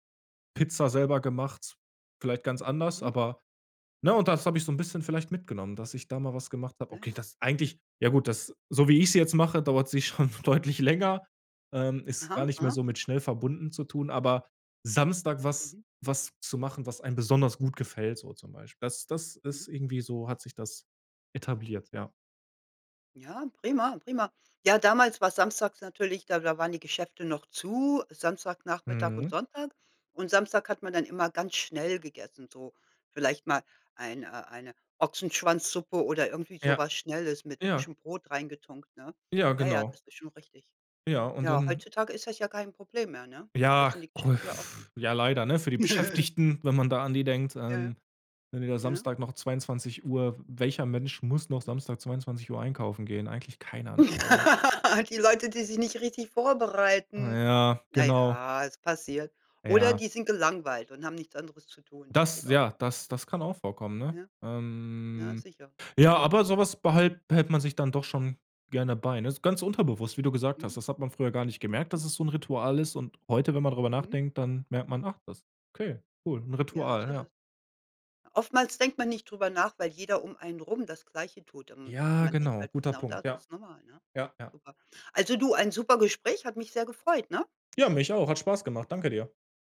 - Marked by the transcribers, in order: laughing while speaking: "schon"; other noise; put-on voice: "Beschäftigten"; laugh; laugh; put-on voice: "nicht richtig vorbereiten"; drawn out: "Na ja"; put-on voice: "ach"
- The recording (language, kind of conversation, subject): German, podcast, Welche Rituale hast du beim Kochen für die Familie?